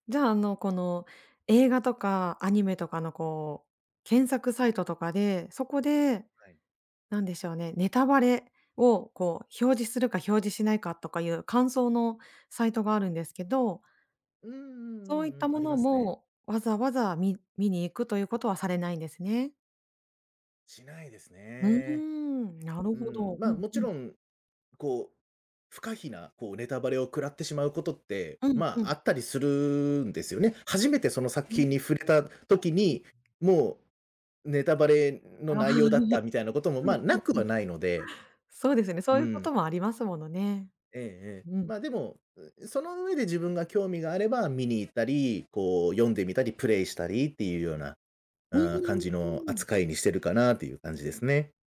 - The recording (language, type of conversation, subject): Japanese, podcast, ネタバレはどう扱うのがいいと思いますか？
- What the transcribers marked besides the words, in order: none